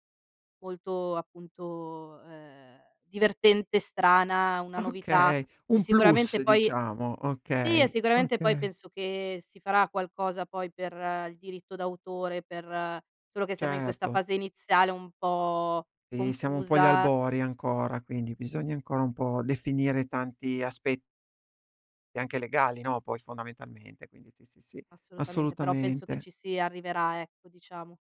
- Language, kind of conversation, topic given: Italian, podcast, Come fai a trovare tempo per la creatività tra gli impegni quotidiani?
- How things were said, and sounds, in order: laughing while speaking: "Okay"